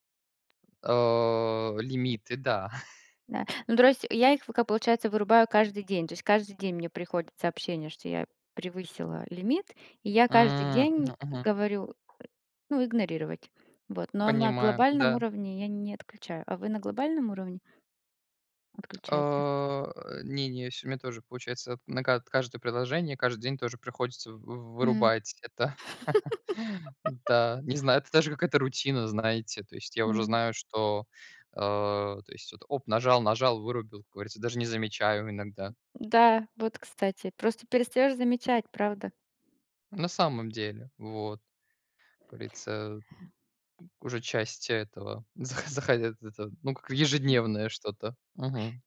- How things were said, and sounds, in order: tapping; drawn out: "А"; other background noise; chuckle; tsk; drawn out: "А"; chuckle; laugh; laughing while speaking: "захо захотят"
- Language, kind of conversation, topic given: Russian, unstructured, Какие привычки помогают тебе оставаться продуктивным?